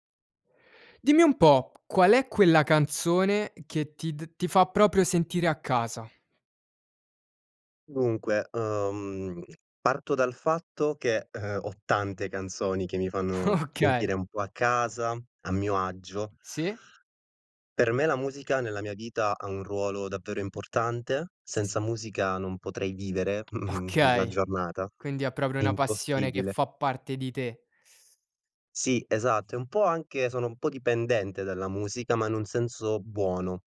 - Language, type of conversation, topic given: Italian, podcast, Quale canzone ti fa sentire a casa?
- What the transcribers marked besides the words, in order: laughing while speaking: "Okay"; tapping; laughing while speaking: "Okay"; chuckle; inhale